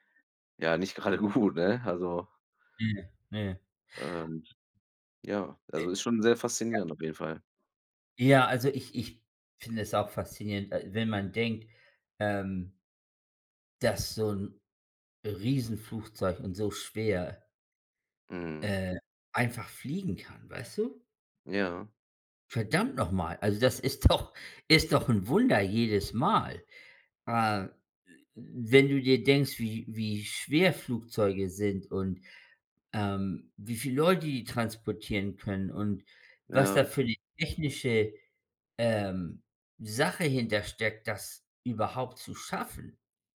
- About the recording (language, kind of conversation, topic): German, unstructured, Welche wissenschaftliche Entdeckung findest du am faszinierendsten?
- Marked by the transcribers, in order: laughing while speaking: "gerade gut"; other background noise; laughing while speaking: "doch"